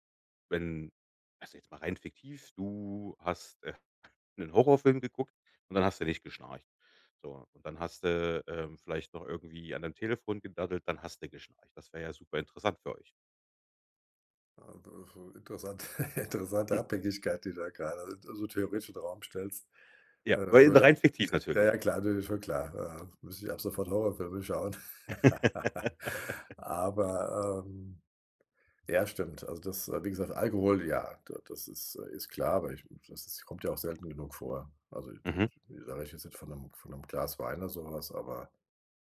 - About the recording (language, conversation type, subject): German, advice, Wie beeinträchtigt Schnarchen von dir oder deinem Partner deinen Schlaf?
- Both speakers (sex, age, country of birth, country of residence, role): male, 35-39, Germany, Germany, advisor; male, 60-64, Germany, Germany, user
- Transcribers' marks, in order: other noise; chuckle; laugh